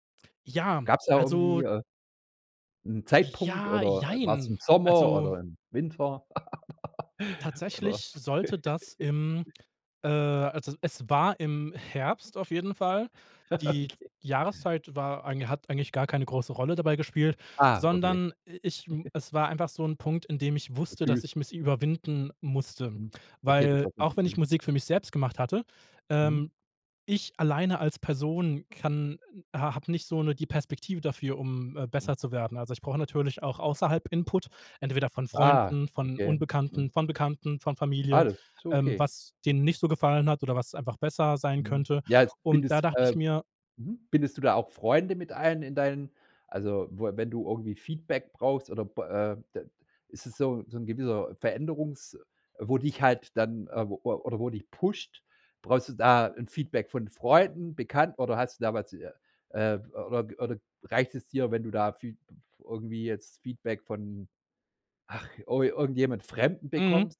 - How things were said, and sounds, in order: giggle; giggle; laughing while speaking: "Okay"; giggle; unintelligible speech; other noise; in English: "pusht"
- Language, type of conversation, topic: German, podcast, Was war die mutigste Entscheidung, die du je getroffen hast?